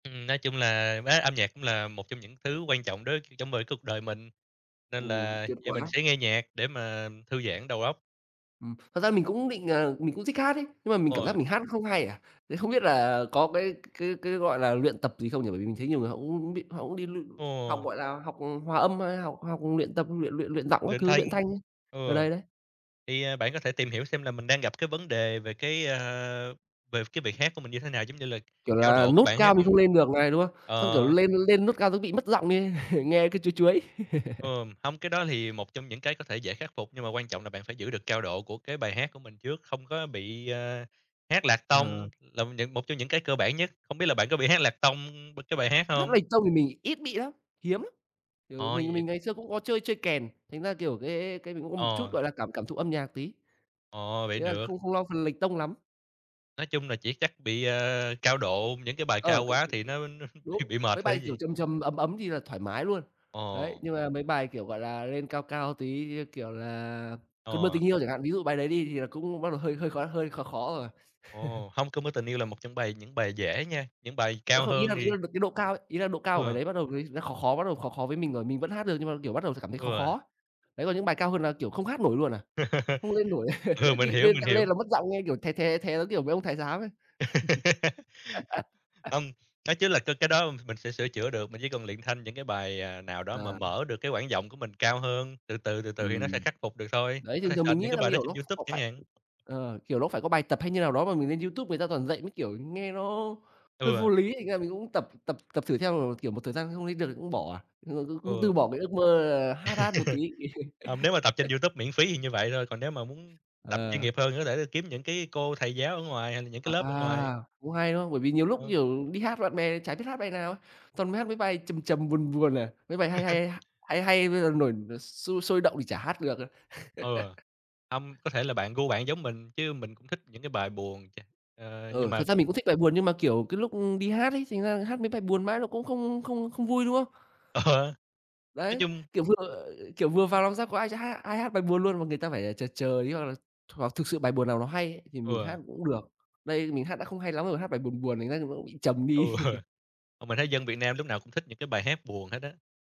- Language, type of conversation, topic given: Vietnamese, unstructured, Bạn thường làm gì để bắt đầu một ngày mới vui vẻ?
- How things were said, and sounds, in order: tapping; unintelligible speech; other background noise; chuckle; laugh; laughing while speaking: "nó"; chuckle; unintelligible speech; laugh; laugh; in English: "search"; unintelligible speech; unintelligible speech; unintelligible speech; laugh; chuckle; laugh; laugh; laughing while speaking: "Ờ"; other noise; laughing while speaking: "Ừ"; laugh